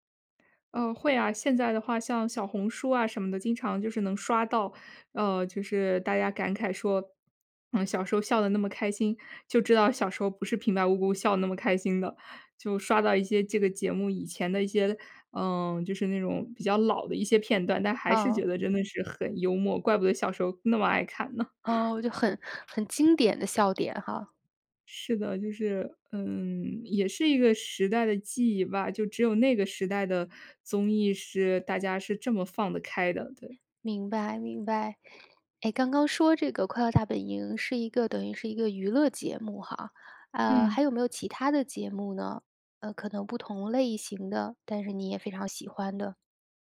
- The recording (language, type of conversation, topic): Chinese, podcast, 你小时候最爱看的节目是什么？
- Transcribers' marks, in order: laughing while speaking: "呢"; chuckle; other background noise; tapping